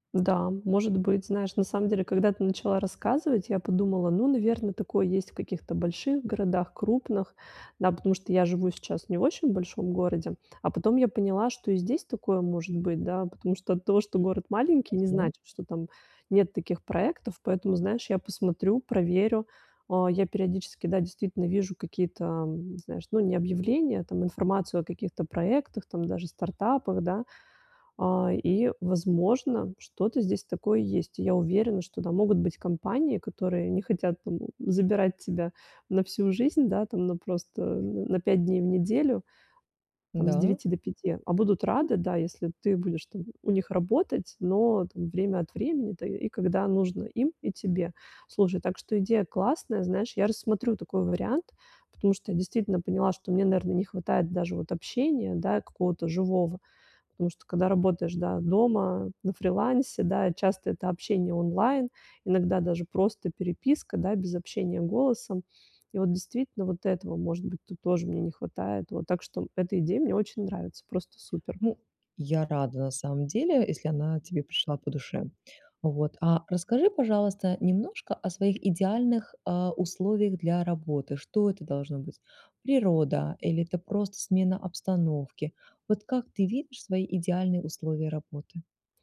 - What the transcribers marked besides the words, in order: unintelligible speech
- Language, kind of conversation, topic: Russian, advice, Как смена рабочего места может помочь мне найти идеи?